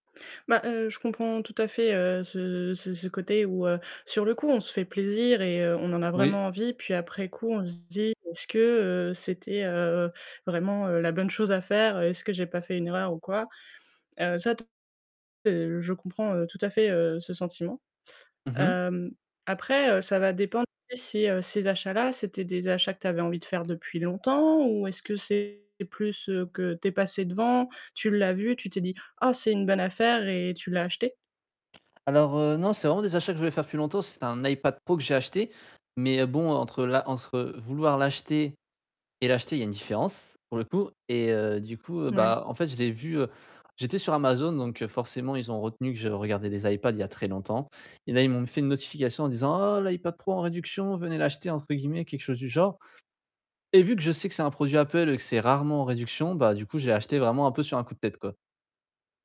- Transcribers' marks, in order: distorted speech; unintelligible speech; tapping
- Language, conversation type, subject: French, advice, Comment pouvez-vous mieux maîtriser vos dépenses impulsives tout en respectant vos projets d’épargne ?